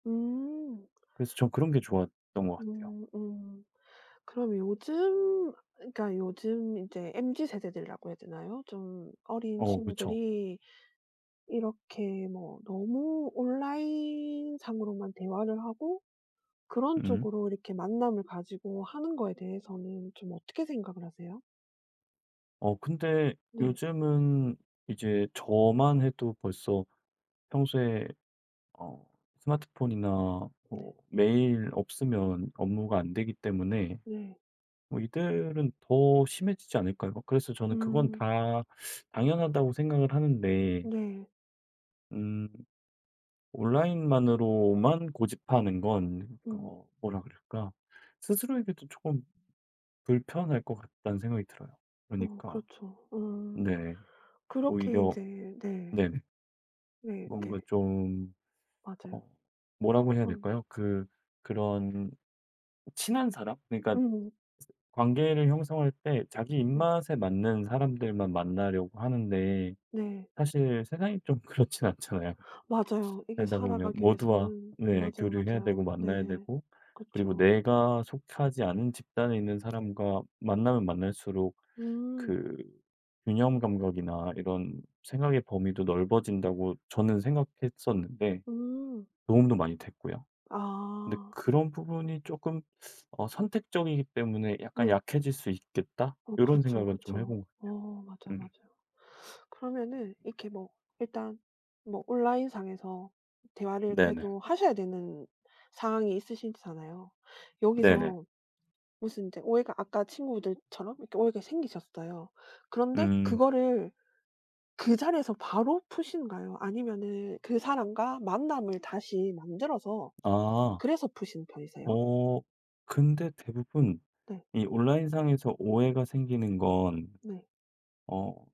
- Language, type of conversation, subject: Korean, podcast, 온라인에서 대화할 때와 직접 만나 대화할 때는 어떤 점이 다르다고 느끼시나요?
- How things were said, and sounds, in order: tapping; other background noise